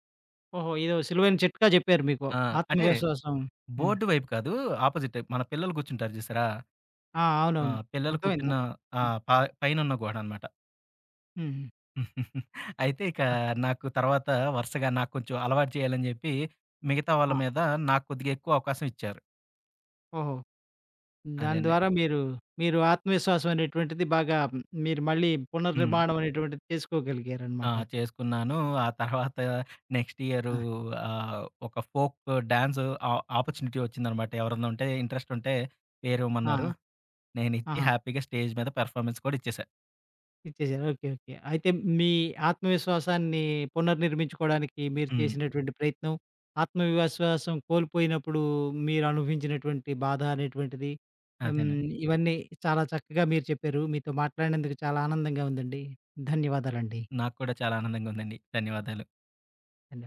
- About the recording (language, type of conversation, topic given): Telugu, podcast, ఆత్మవిశ్వాసం తగ్గినప్పుడు దానిని మళ్లీ ఎలా పెంచుకుంటారు?
- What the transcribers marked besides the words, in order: chuckle; in English: "నెక్స్ట్"; in English: "ఆపర్చునిటీ"; in English: "హ్యాపీగా స్టేజ్"; in English: "పెర్ఫామన్స్"; other background noise; "ఆత్మవిశ్వాసం" said as "ఆత్మవివశ్వాసం"; unintelligible speech